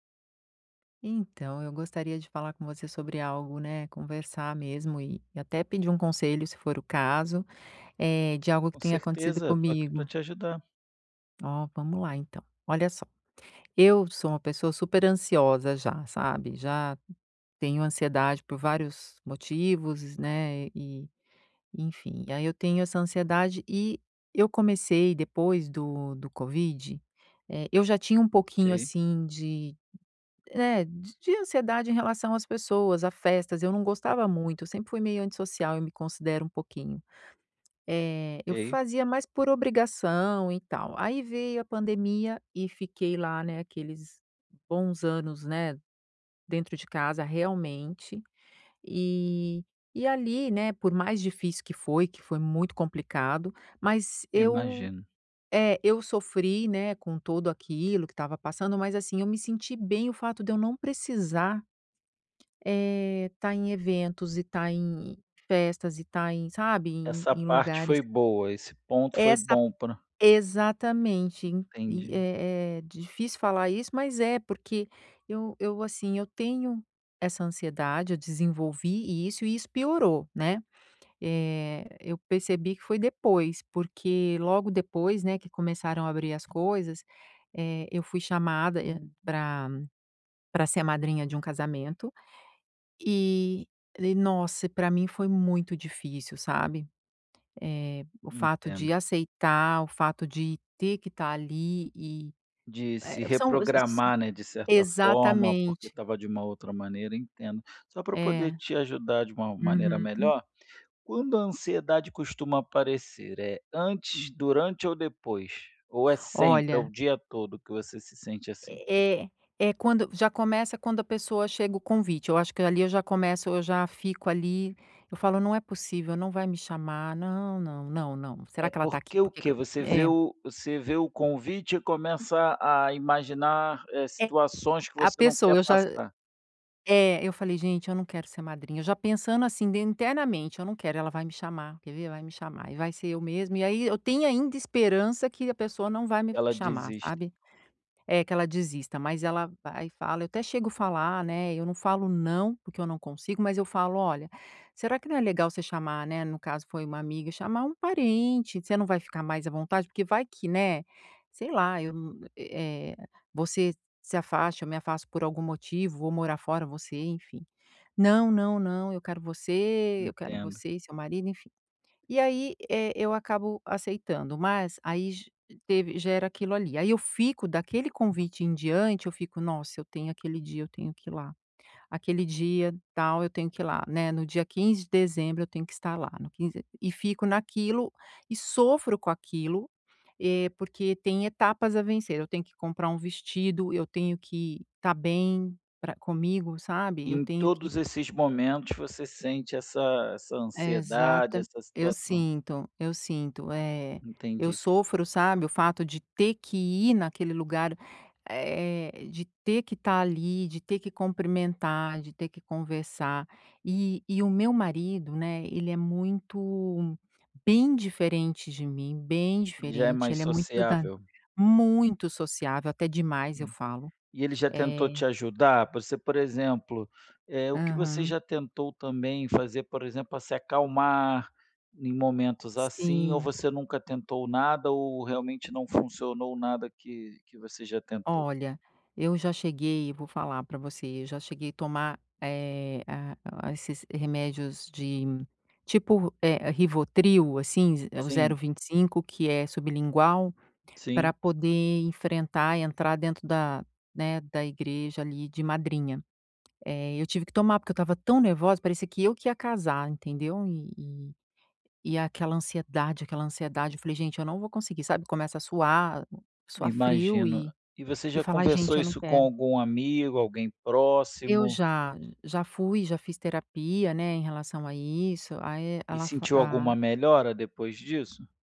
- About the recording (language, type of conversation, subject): Portuguese, advice, Como posso lidar com a ansiedade antes e durante eventos sociais?
- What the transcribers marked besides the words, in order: other background noise; tapping